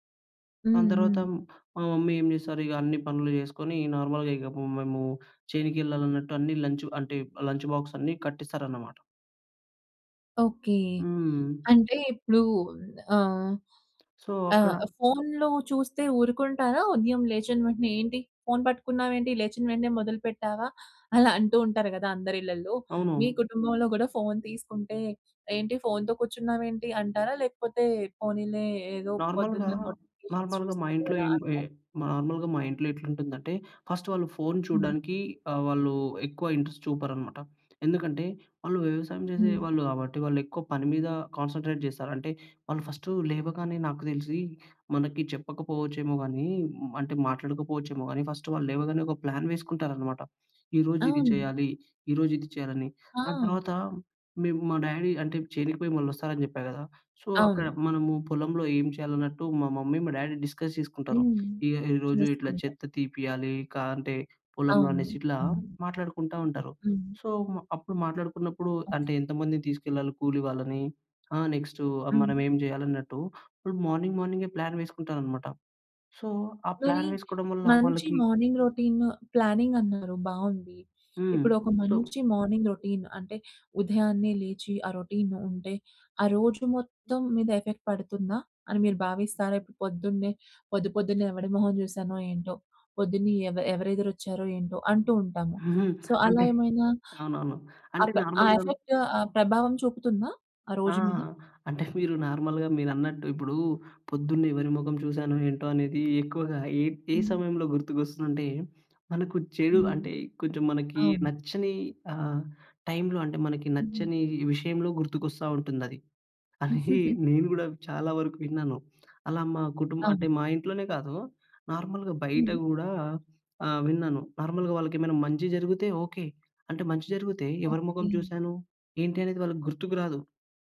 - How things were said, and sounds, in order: in English: "మమ్మీ"; in English: "నార్మల్‌గా"; in English: "లంచ్"; in English: "లంచ్"; tapping; in English: "నోటిఫికేషన్"; in English: "నార్మల్‍గా, నార్మల్‍గా"; in English: "నార్మల్‍గా"; in English: "ఫస్ట్"; in English: "ఇంట్రెస్ట్"; in English: "కాన్సంట్రేట్"; in English: "ఫస్ట్"; in English: "ఫస్ట్"; in English: "ప్లాన్"; in English: "డాడీ"; in English: "సో"; in English: "మమ్మీ"; in English: "డ్యాడీ డిస్కస్"; in English: "సో"; in English: "నెక్స్ట్"; in English: "మార్నింగ్"; in English: "ప్లాన్"; in English: "సో"; in English: "ప్లాన్"; in English: "మార్నింగ్ రొటీన్ ప్లానింగ్"; in English: "మార్నింగ్ రొటీన్"; in English: "సో"; in English: "రొటీన్"; in English: "ఎఫెక్ట్"; chuckle; in English: "సో"; in English: "ఎఫెక్ట్"; chuckle; in English: "నార్మల్‍గా"; chuckle; in English: "నార్మల్‍గా"; in English: "నార్మల్‌గా"
- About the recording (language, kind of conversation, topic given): Telugu, podcast, మీ కుటుంబం ఉదయం ఎలా సిద్ధమవుతుంది?